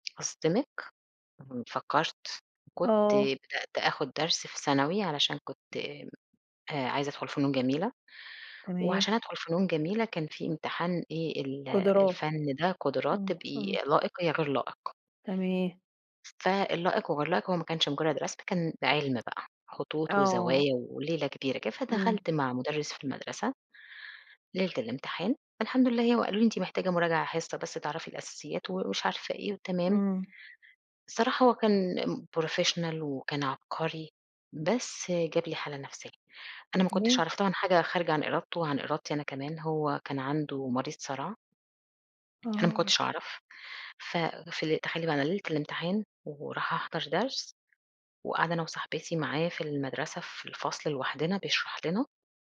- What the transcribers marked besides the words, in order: in English: "professional"; tapping
- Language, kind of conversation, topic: Arabic, podcast, احكيلي عن هوايتك المفضلة وإزاي حبيتها؟